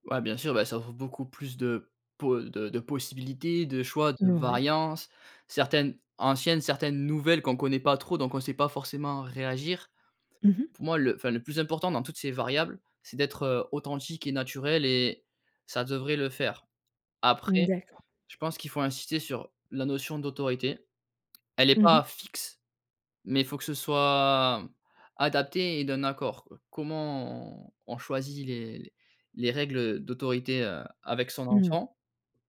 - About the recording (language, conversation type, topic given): French, podcast, Comment la notion d’autorité parentale a-t-elle évolué ?
- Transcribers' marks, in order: none